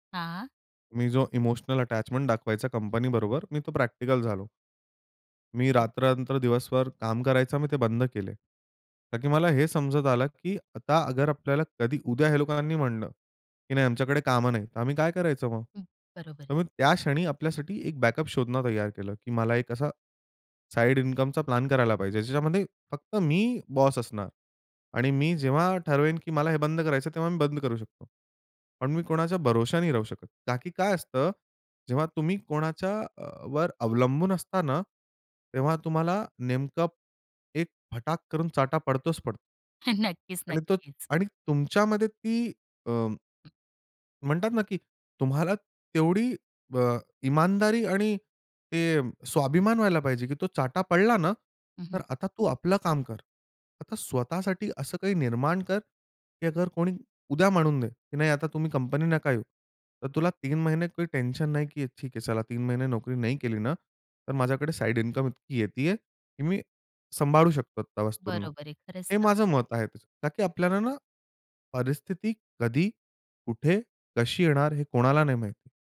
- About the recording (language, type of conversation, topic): Marathi, podcast, एखाद्या मोठ्या अपयशामुळे तुमच्यात कोणते बदल झाले?
- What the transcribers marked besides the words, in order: in English: "अटॅचमेंट"; other noise; tapping; in English: "बॅकअप"; chuckle; other background noise